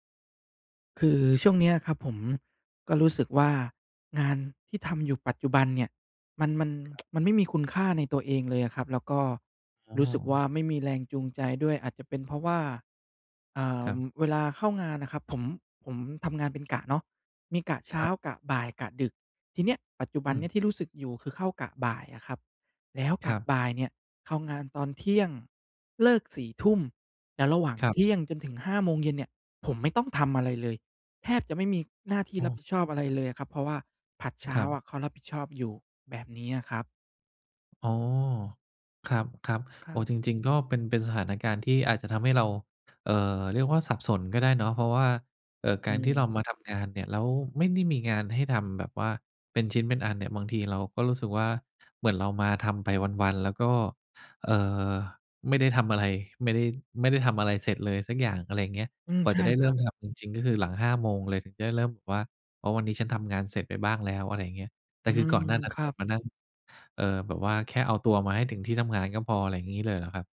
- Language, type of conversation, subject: Thai, advice, ทำไมฉันถึงรู้สึกว่างานปัจจุบันไร้ความหมายและไม่มีแรงจูงใจ?
- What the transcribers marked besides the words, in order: tsk; tapping; other background noise